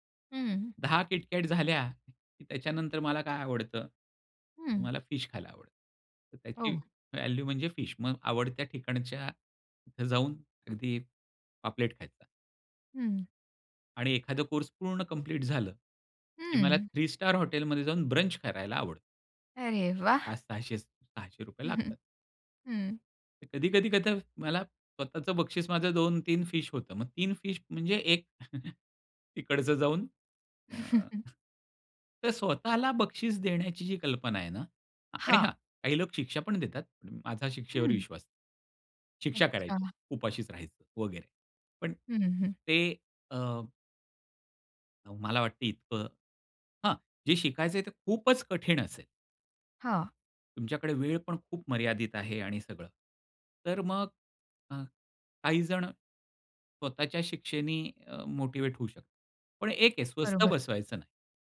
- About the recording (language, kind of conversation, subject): Marathi, podcast, स्वतःच्या जोरावर एखादी नवीन गोष्ट शिकायला तुम्ही सुरुवात कशी करता?
- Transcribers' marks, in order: other background noise; in English: "व्हॅल्यू"; tapping; in English: "ब्रंच"; chuckle; in English: "फिश"; in English: "फिश"; chuckle; "शकतात" said as "शकतत"